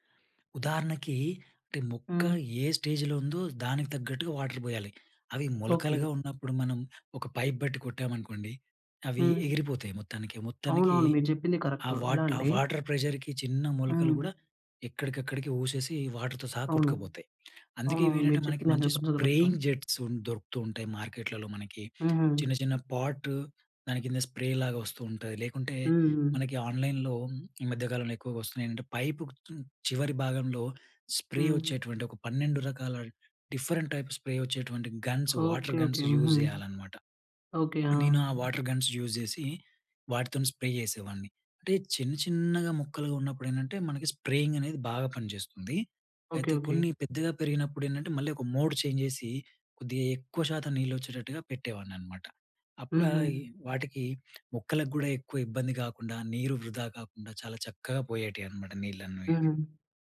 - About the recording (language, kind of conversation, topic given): Telugu, podcast, ఇంటి చిన్న తోటను నిర్వహించడం సులభంగా ఎలా చేయాలి?
- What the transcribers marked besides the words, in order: in English: "స్టేజ్‌లో"; in English: "వాటర్"; in English: "పైప్"; in English: "వాట వాటర్ ప్రెషర్‌కి"; in English: "కరెక్ట్"; in English: "వాటర్‌తో"; in English: "స్ప్రేయింగ్"; in English: "హండ్రెడ్ పర్సెంట్ కరెక్ట్"; in English: "మార్కెట్‌లలో"; in English: "స్ప్రే"; in English: "ఆన్‍లైన్‍లో"; in English: "స్ప్రే"; in English: "డిఫరెంట్ టైప్ స్ప్రే"; in English: "గన్స్, వాటర్ గన్స్ యూజ్"; in English: "వాటర్ గన్స్ యూజ్"; in English: "స్ప్రే"; in English: "స్ప్రేయింగ్"; in English: "మోడ్ చేంజ్"